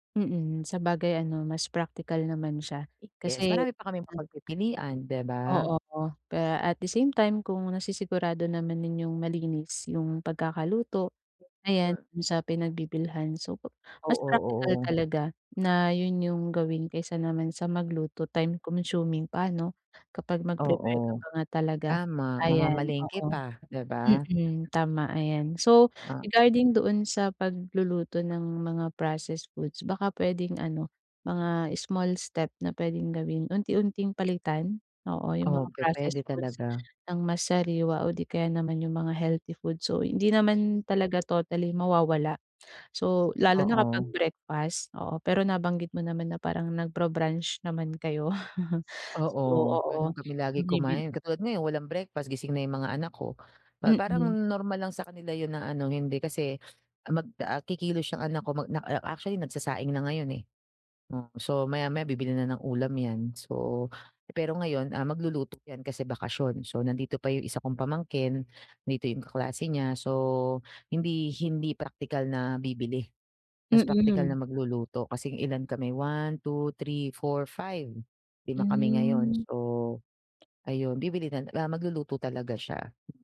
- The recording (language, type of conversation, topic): Filipino, advice, Paano ko mababawasan ang pagkain ng mga naprosesong pagkain araw-araw?
- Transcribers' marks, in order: tapping; in English: "at the same time"; in English: "time-consuming"; gasp; in English: "regarding"; in English: "small step"; in English: "totally"; gasp; in English: "nagbra-brunch"; chuckle; gasp; gasp; gasp; gasp; gasp; wind